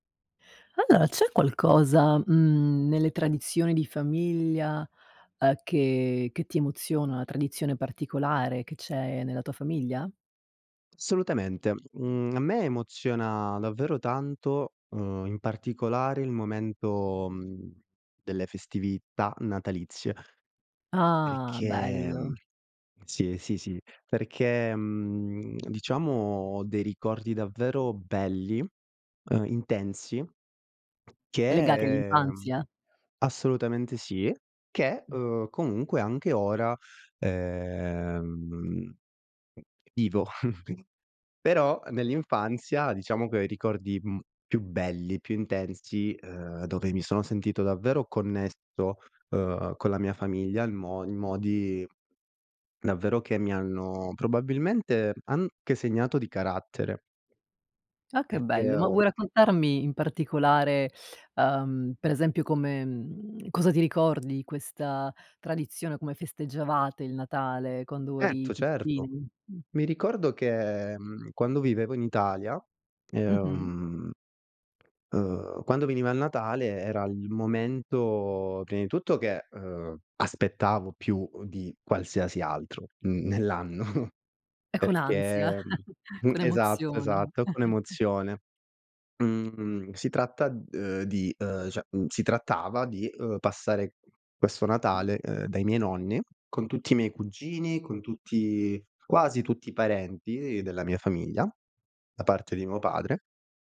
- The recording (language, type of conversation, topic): Italian, podcast, Qual è una tradizione di famiglia che ti emoziona?
- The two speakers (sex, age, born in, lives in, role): female, 50-54, Italy, United States, host; male, 25-29, Italy, Romania, guest
- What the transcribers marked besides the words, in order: "Assolutamente" said as "solutamente"; other background noise; giggle; tapping; unintelligible speech; giggle; "cioè" said as "ceh"